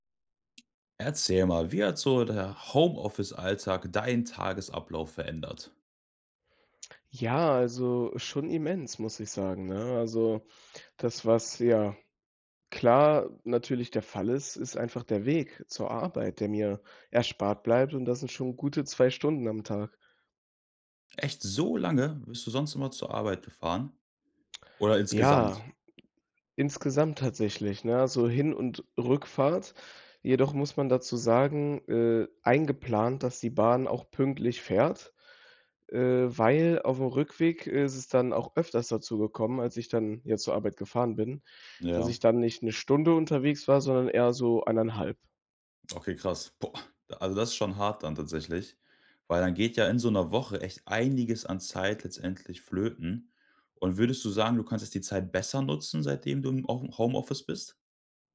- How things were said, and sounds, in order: tapping; stressed: "So"; other background noise
- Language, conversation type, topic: German, podcast, Wie hat das Arbeiten im Homeoffice deinen Tagesablauf verändert?